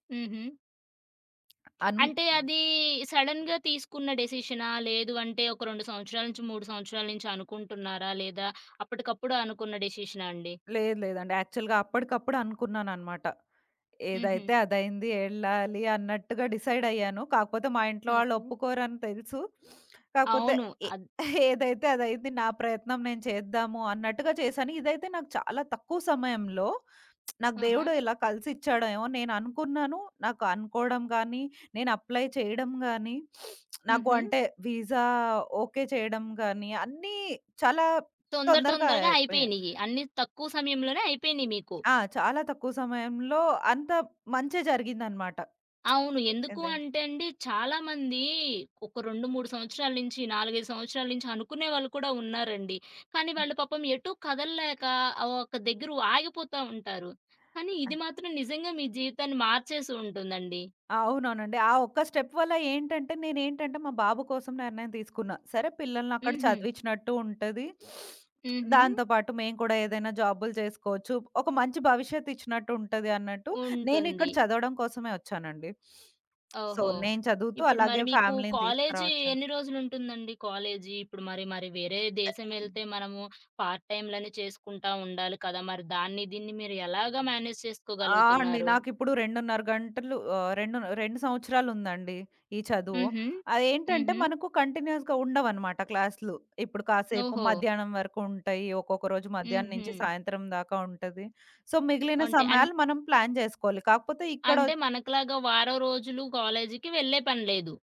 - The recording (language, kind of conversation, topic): Telugu, podcast, స్వల్ప కాలంలో మీ జీవితాన్ని మార్చేసిన సంభాషణ ఏది?
- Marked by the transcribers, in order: tapping; other background noise; in English: "సడెన్‌గా"; in English: "యాక్చువల్‌గా"; in English: "డిసైడ్"; sniff; chuckle; lip smack; in English: "అప్లై"; sniff; lip smack; in English: "వీసా"; lip smack; in English: "స్టెప్"; sniff; sniff; in English: "సో"; in English: "ఫ్యామిలీని"; in English: "మేనేజ్"; in English: "కంటిన్యూస్‌గా"; in English: "సో"; in English: "ప్లాన్"